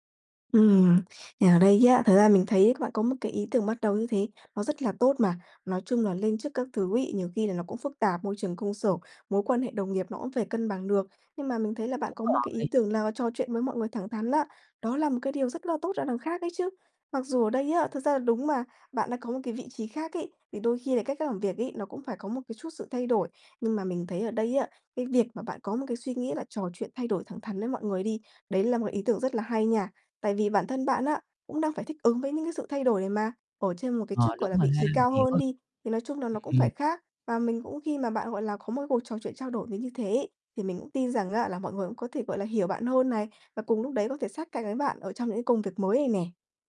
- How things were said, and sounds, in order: tapping; other background noise
- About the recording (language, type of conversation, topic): Vietnamese, advice, Làm sao để bớt lo lắng về việc người khác đánh giá mình khi vị thế xã hội thay đổi?